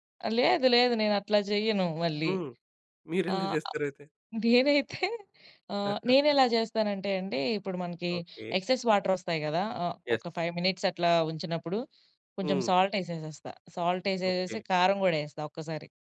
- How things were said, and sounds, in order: laughing while speaking: "మీరేలా జెస్తరు అయితే?"; laughing while speaking: "నేనైతే"; chuckle; in English: "ఎక్సెస్ వాటర్"; in English: "మినిట్స్"; in English: "యెస్"; in English: "సాల్ట్"; in English: "సాల్ట్"
- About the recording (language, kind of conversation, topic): Telugu, podcast, అమ్మ వండిన వంటల్లో మీకు ఇప్పటికీ మర్చిపోలేని రుచి ఏది?